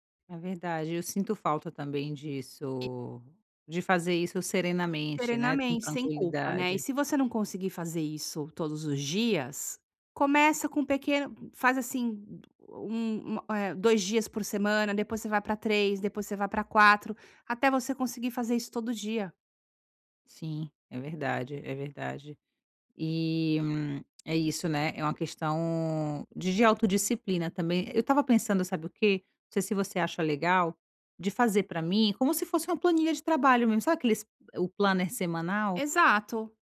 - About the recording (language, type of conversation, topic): Portuguese, advice, Como posso criar uma rotina diária de descanso sem sentir culpa?
- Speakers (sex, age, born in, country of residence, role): female, 35-39, Brazil, Italy, user; female, 50-54, Brazil, United States, advisor
- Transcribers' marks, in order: unintelligible speech; in English: "planner"